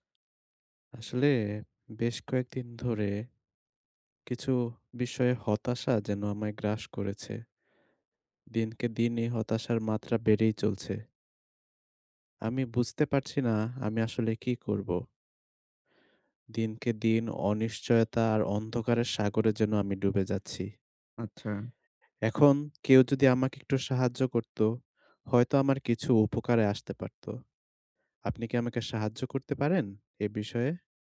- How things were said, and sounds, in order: lip smack
- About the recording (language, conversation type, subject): Bengali, advice, আমি কীভাবে ট্রিগার শনাক্ত করে সেগুলো বদলে ক্ষতিকর অভ্যাস বন্ধ রাখতে পারি?